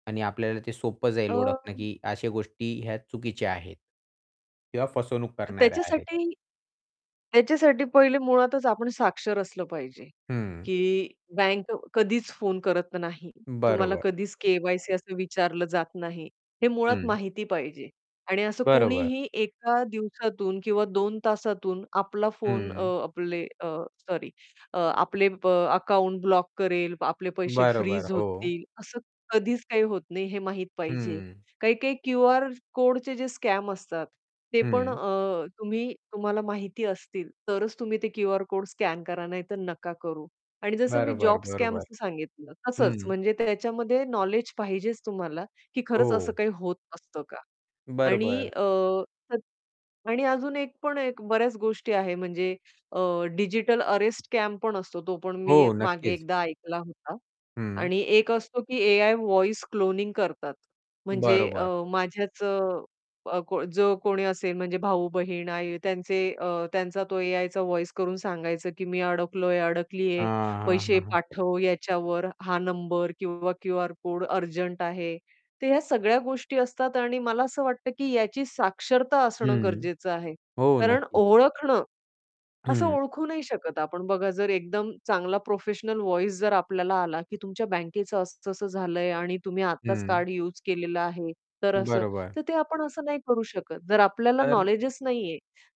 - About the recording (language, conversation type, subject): Marathi, podcast, सावधगिरीची गरज असलेल्या फसवणुकींबाबत तुला काय शिकायला मिळालं?
- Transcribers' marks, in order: distorted speech; static; in English: "स्कॅम"; in English: "स्कॅमच"; unintelligible speech; in English: "स्कॅम"; in English: "व्हॉइस क्लोनिंग"; in English: "व्हॉईस"; in English: "व्हॉईस"